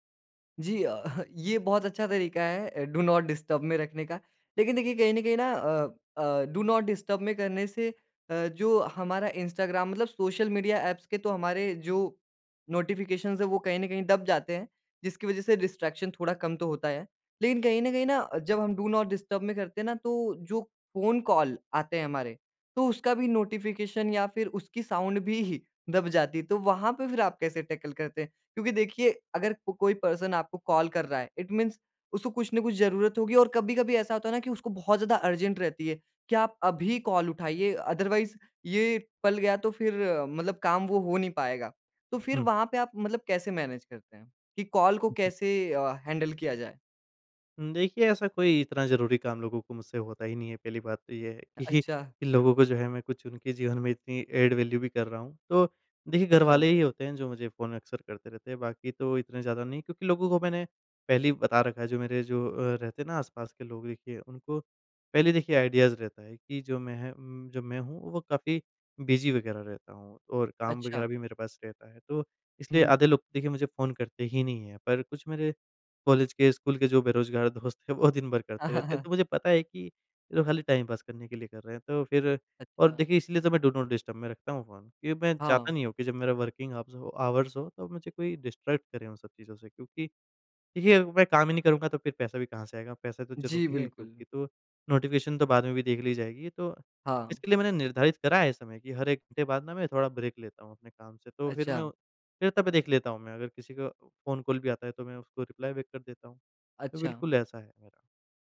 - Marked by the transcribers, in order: chuckle; in English: "डू नॉट डिस्टर्ब"; in English: "डू नॉट डिस्टर्ब"; in English: "नोटिफिकेशंस"; in English: "डिस्ट्रैक्शन"; in English: "डू नॉट डिस्टर्ब"; in English: "कॉल"; in English: "नोटिफ़िकेशन"; in English: "साउंड"; laughing while speaking: "भी"; in English: "टैकल"; in English: "पर्सन"; in English: "कॉल"; in English: "इट मीन्स"; in English: "अर्जेंट"; in English: "कॉल"; in English: "अदरवाइज़"; in English: "मैनेज"; in English: "कॉल"; in English: "हैंडल"; laughing while speaking: "कि"; in English: "एड वैल्यू"; in English: "आइडियाज़"; in English: "बिज़ी"; laughing while speaking: "दोस्त हैं"; chuckle; in English: "टाइम पास"; in English: "डू नॉट डिस्टर्ब"; in English: "वर्किंग"; in English: "आवर्स"; in English: "डिस्ट्रैक्ट"; in English: "नोटिफ़िकेशन"; in English: "ब्रेक"; in English: "कॉल"; in English: "रिप्लाई बैक"
- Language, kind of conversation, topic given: Hindi, podcast, आप सूचनाओं की बाढ़ को कैसे संभालते हैं?